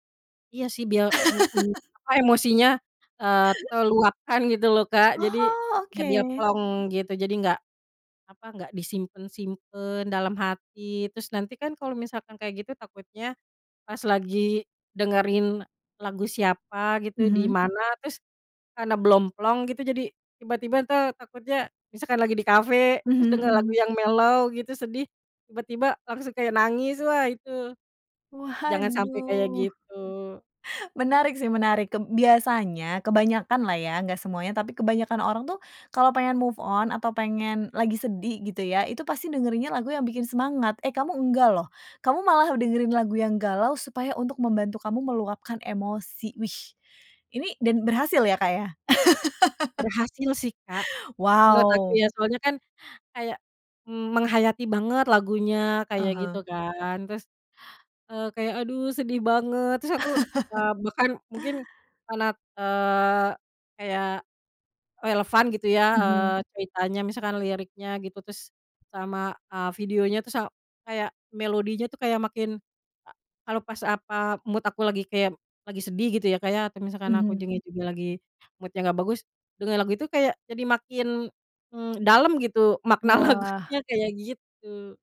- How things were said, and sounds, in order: laugh; in English: "mellow"; in English: "move on"; chuckle; chuckle; in English: "mood"; in English: "mood-nya"
- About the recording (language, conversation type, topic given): Indonesian, podcast, Bagaimana perubahan suasana hatimu memengaruhi musik yang kamu dengarkan?